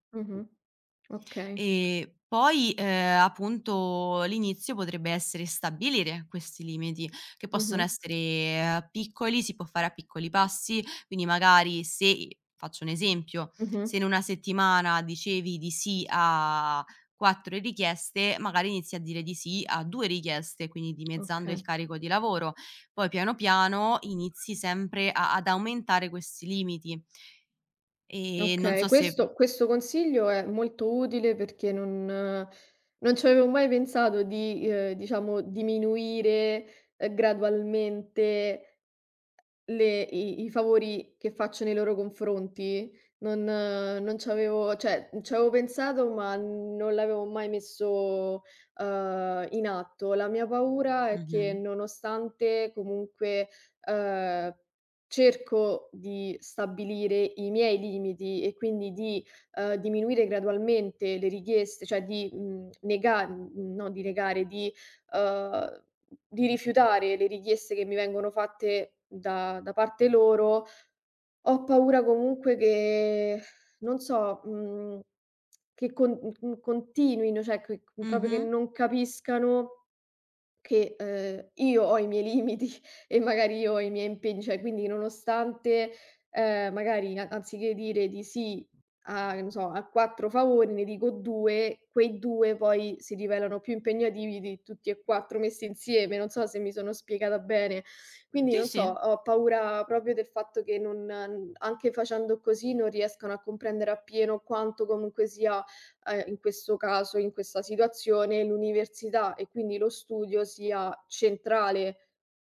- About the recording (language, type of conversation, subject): Italian, advice, Come posso stabilire dei limiti e imparare a dire di no per evitare il burnout?
- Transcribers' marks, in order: other background noise; drawn out: "a"; tapping; "cioè" said as "ceh"; exhale; laughing while speaking: "miei limiti"